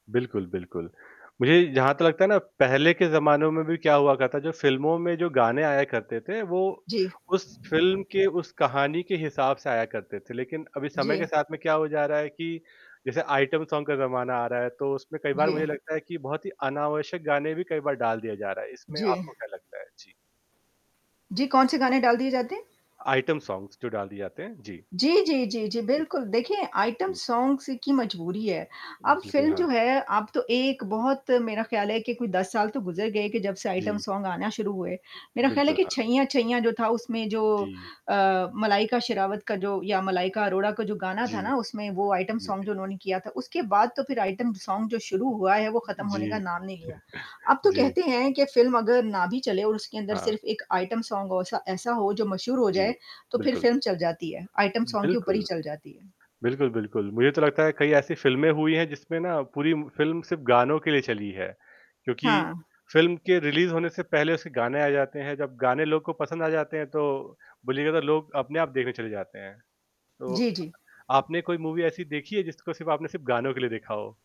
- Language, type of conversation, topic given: Hindi, unstructured, आपका पसंदीदा फिल्मी गीत कौन सा है और आपको वह क्यों पसंद है?
- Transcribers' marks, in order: static; distorted speech; in English: "आइटम सॉन्ग"; other noise; in English: "आइटम सॉन्ग्स"; in English: "आइटम सॉन्ग्स"; in English: "आइटम सॉन्ग"; in English: "आइटम सॉन्ग"; in English: "आइटम सॉन्ग"; chuckle; in English: "आइटम सॉन्ग"; in English: "आइटम सॉन्ग"; in English: "रिलीज़"; in English: "मूवी"